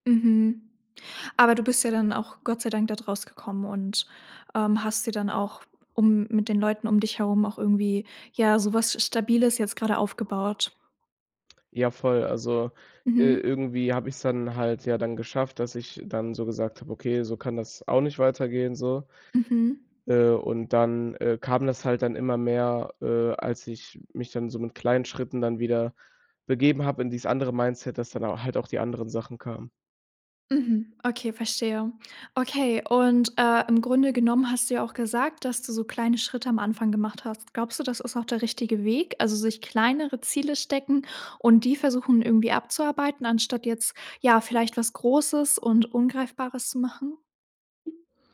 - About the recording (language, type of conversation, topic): German, podcast, Was tust du, wenn dir die Motivation fehlt?
- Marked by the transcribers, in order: in English: "Mindset"; other noise